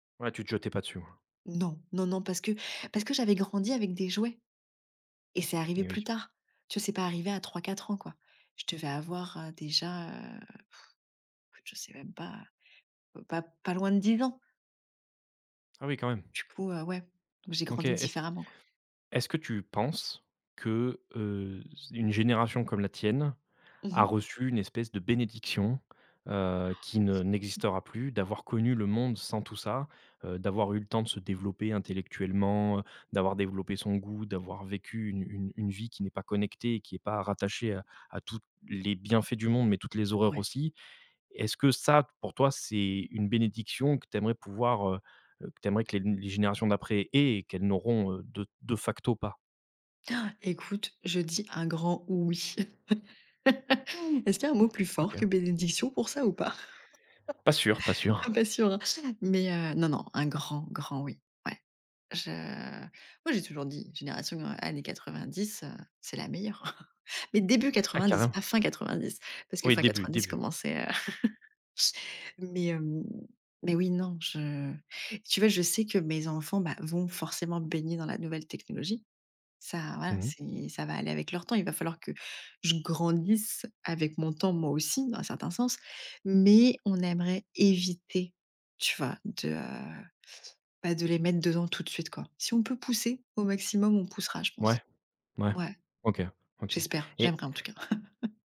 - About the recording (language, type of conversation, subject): French, podcast, Comment la technologie transforme-t-elle les liens entre grands-parents et petits-enfants ?
- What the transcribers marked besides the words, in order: stressed: "bénédiction"; other background noise; stressed: "bienfaits"; inhale; stressed: "oui"; laugh; laugh; inhale; stressed: "moi"; laugh; inhale; stressed: "début"; laugh; stressed: "grandisse"; stressed: "éviter"; laugh